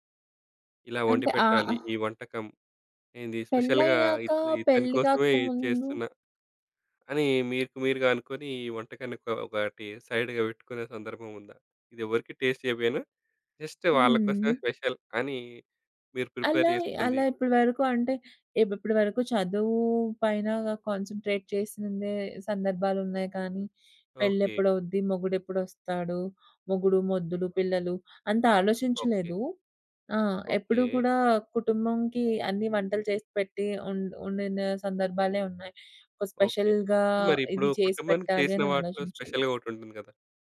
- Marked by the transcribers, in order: in English: "స్పెషల్‌గా"; other background noise; in English: "సైడ్‌గా"; in English: "టేస్ట్"; in English: "జస్ట్"; in English: "స్పెషల్"; in English: "ప్రిపేర్"; in English: "కాన్సంట్రేట్"; in English: "స్పెషల్‌గా"; in English: "స్పెషల్‌గా"
- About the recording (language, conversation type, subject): Telugu, podcast, కుటుంబంలో కొత్తగా చేరిన వ్యక్తికి మీరు వంట ఎలా నేర్పిస్తారు?